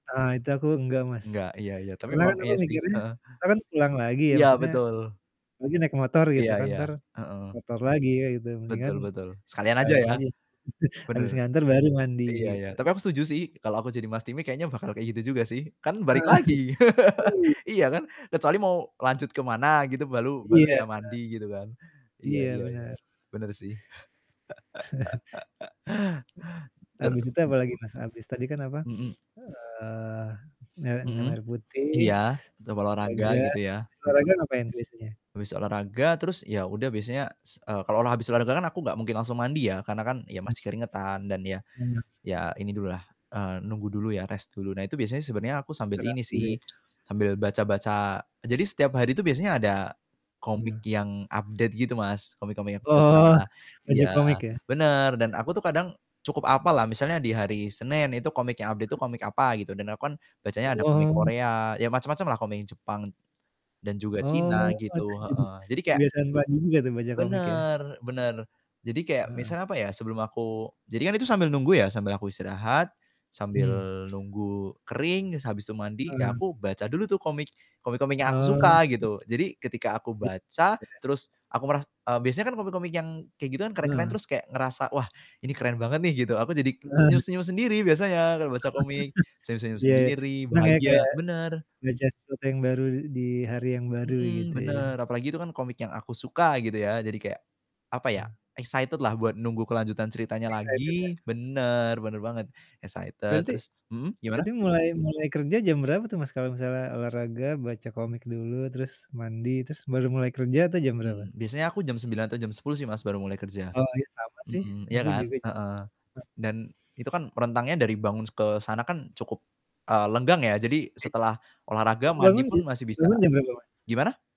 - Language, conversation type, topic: Indonesian, unstructured, Apa kebiasaan pagi yang paling membantu kamu memulai hari?
- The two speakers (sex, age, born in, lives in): male, 25-29, Indonesia, Indonesia; male, 45-49, Indonesia, Indonesia
- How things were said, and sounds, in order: static; distorted speech; chuckle; chuckle; laugh; chuckle; other noise; laugh; in English: "rest"; in English: "update"; in English: "update"; unintelligible speech; unintelligible speech; chuckle; in English: "excited"; unintelligible speech; in English: "excited"